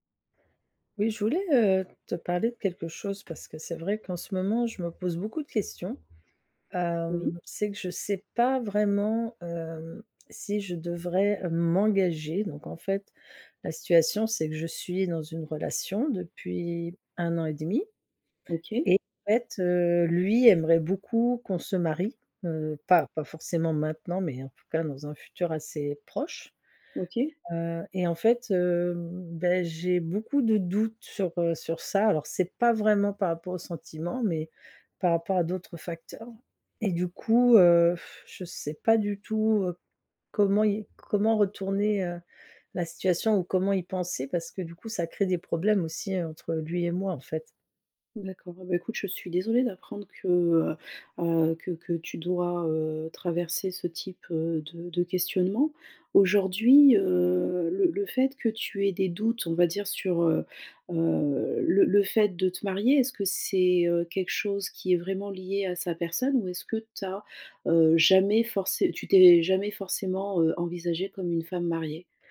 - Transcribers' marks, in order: other background noise; tapping; blowing
- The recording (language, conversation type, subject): French, advice, Comment puis-je surmonter mes doutes concernant un engagement futur ?